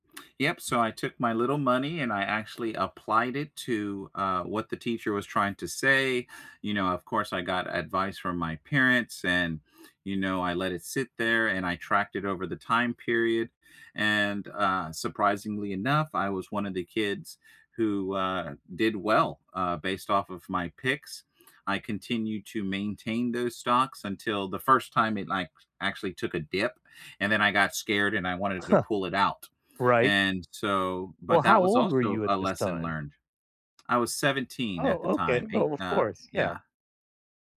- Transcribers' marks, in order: none
- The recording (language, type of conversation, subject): English, unstructured, What’s a small risk you took that paid off?